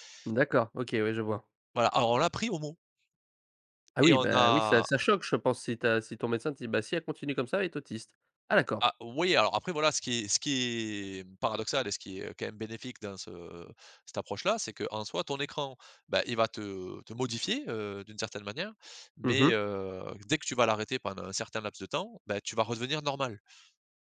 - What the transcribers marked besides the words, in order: other background noise; stressed: "modifier"
- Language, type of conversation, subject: French, podcast, Comment gères-tu le temps d’écran en famille ?